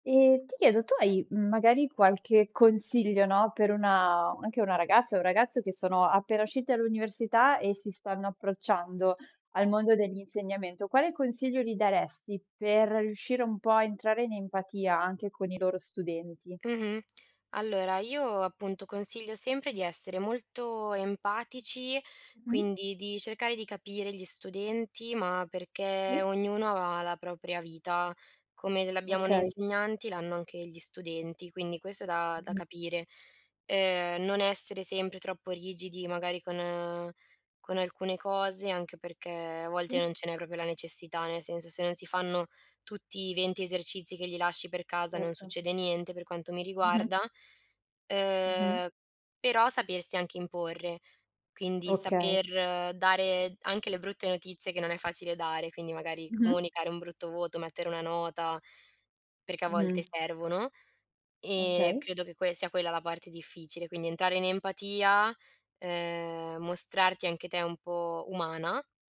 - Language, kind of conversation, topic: Italian, podcast, Quanto conta il rapporto con gli insegnanti?
- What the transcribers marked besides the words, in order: other background noise; "proprio" said as "propio"